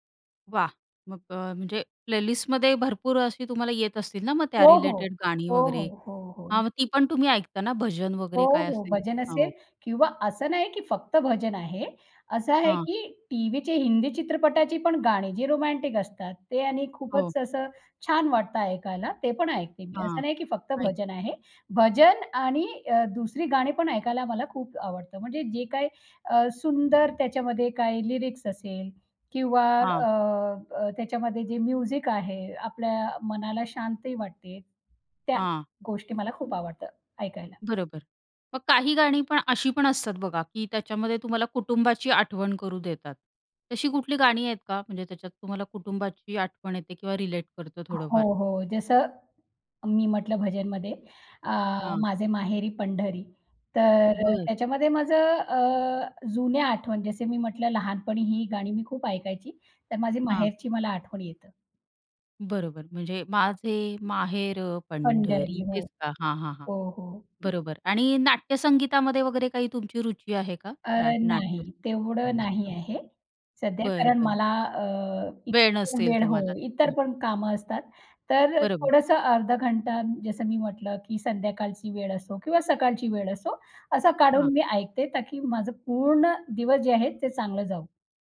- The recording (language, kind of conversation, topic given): Marathi, podcast, तुमच्या संगीताच्या आवडीवर कुटुंबाचा किती आणि कसा प्रभाव पडतो?
- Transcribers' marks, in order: in English: "प्लेलिस्टमध्ये"; in English: "रिलेटेड"; unintelligible speech; in English: "लिरिक्स"; in English: "म्युझिक"; in English: "रिलेट"; singing: "माझे माहेर पंढरी"; other background noise